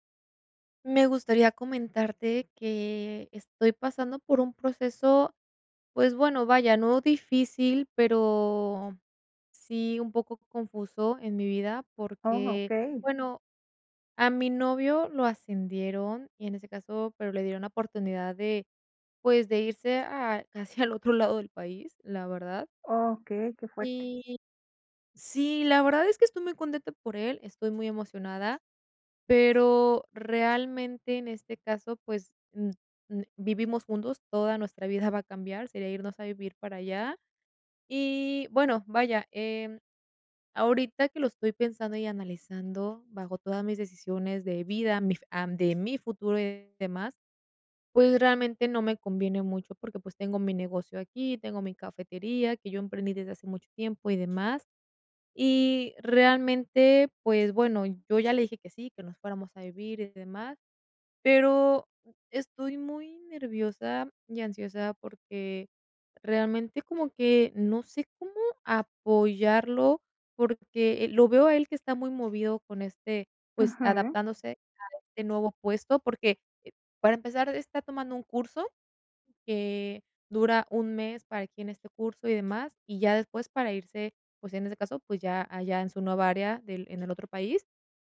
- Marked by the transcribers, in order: none
- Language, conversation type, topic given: Spanish, advice, ¿Cómo puedo apoyar a mi pareja durante cambios importantes en su vida?